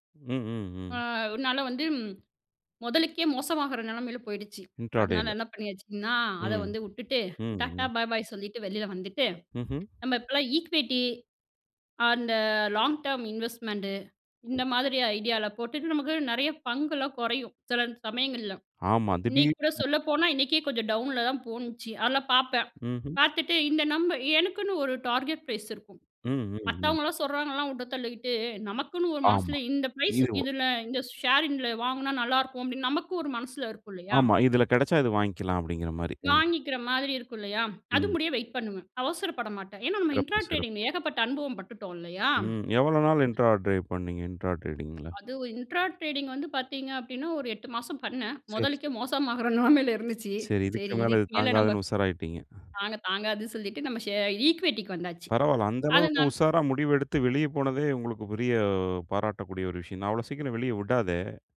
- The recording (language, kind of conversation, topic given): Tamil, podcast, உங்கள் தினசரி கைப்பேசி பயன்படுத்தும் பழக்கத்தைப் பற்றி சொல்ல முடியுமா?
- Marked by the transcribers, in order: in English: "இன்ட்ரா டேல"; tapping; in English: "ஈக்விட்டி"; in English: "லாங் டெர்ம் இன்வெஸ்ட்மென்ட்"; in English: "டவுன்ல"; other background noise; in English: "டார்கெட் ப்ரைஸ்"; in English: "பிரைஸ்"; in English: "ஷேரிங்ல"; in English: "இன்ட்ரா டிரேடிங்"; in English: "இன்ட்ரா டிரேட்"; in English: "இன்ட்ரா டிரேடிங்குல?"; in English: "இன்ட்ரா டிரேடிங்"; laughing while speaking: "மோசமாகிற நிலைமையில இருந்துச்சு"; in English: "ஈக்விட்டிக்கு"